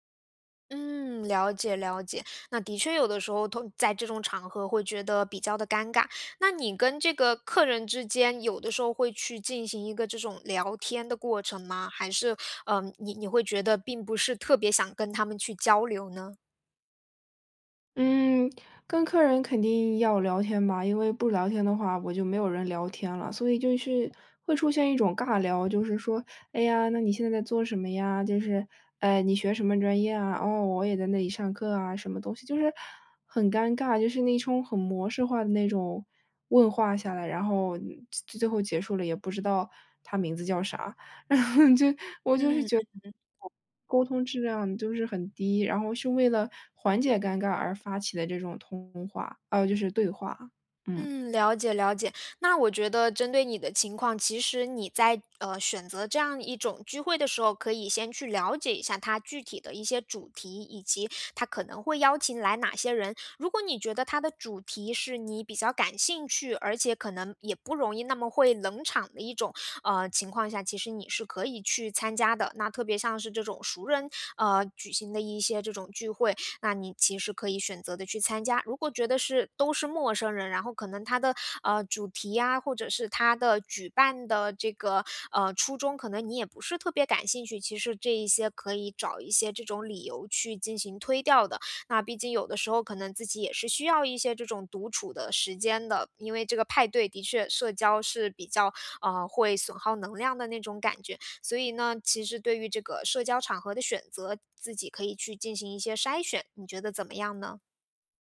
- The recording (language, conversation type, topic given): Chinese, advice, 我总是担心错过别人的聚会并忍不住与人比较，该怎么办？
- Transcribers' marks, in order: laughing while speaking: "然后就 我就是觉得"